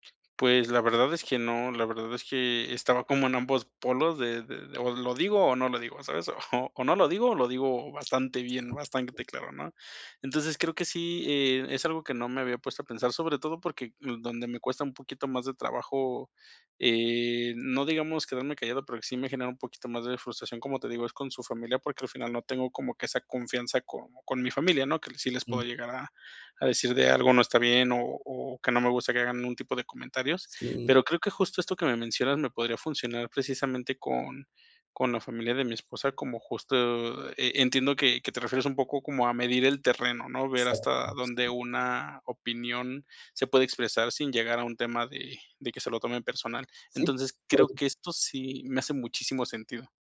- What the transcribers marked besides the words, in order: laughing while speaking: "O"; tapping; unintelligible speech; unintelligible speech; unintelligible speech; unintelligible speech
- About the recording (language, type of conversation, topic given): Spanish, advice, ¿Cuándo ocultas tus opiniones para evitar conflictos con tu familia o con tus amigos?